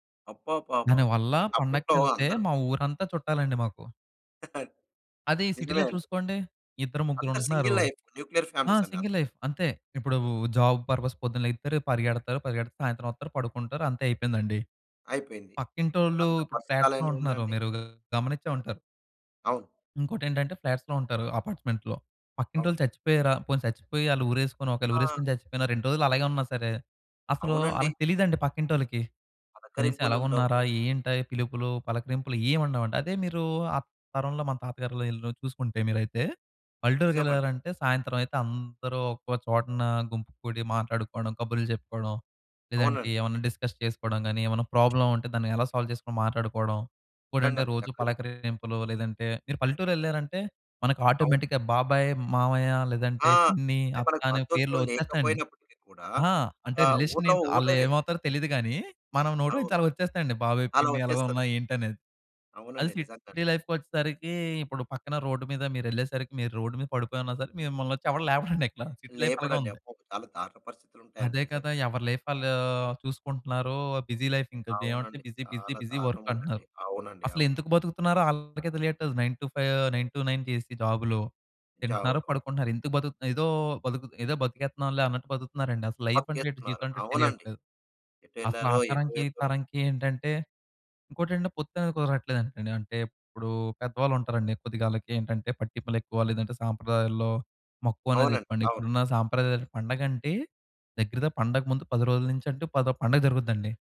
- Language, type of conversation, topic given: Telugu, podcast, తరాల మధ్య సరైన పరస్పర అవగాహన పెరగడానికి మనం ఏమి చేయాలి?
- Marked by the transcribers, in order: chuckle; in English: "సిటీ‌లో"; in English: "సింగిల్ లైఫ్. న్యూక్లియర్"; in English: "సింగిల్ లైఫ్"; in English: "జాబ్ పర్పస్"; in English: "ఫ్లాట్స్‌లో"; other background noise; in English: "ఫ్లాట్స్‌లో"; in English: "అపార్ట్మెంట్స్‌లో"; in English: "డిస్కస్"; in English: "ప్రాబ్లమ్"; in English: "సాల్వ్"; in English: "ఆటోమేటిక్‌గా"; in English: "రిలేషన్"; horn; in English: "సిటీ లైఫ్‌కొచ్చేసరికి"; in English: "రోడ్"; in English: "రోడ్"; giggle; in English: "సిటీ లైఫ్"; in English: "లైఫ్"; in English: "బిజీ లైఫ్"; in English: "బిజీ బిజీ బిజీ వర్క్"; in English: "నైన్ టు ఫైవ్ నైన్ టు నైన్"; unintelligible speech